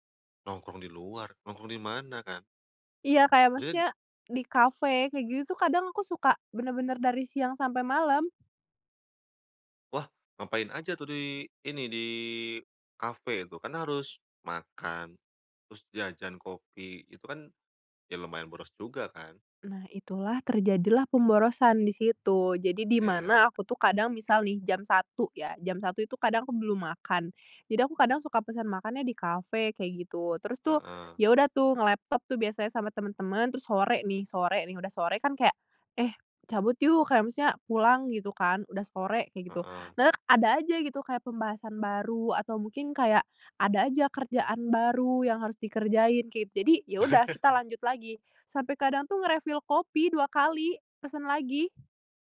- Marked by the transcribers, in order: other background noise; laugh; in English: "nge-refill"
- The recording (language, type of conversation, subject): Indonesian, podcast, Apa kegiatan yang selalu bikin kamu lupa waktu?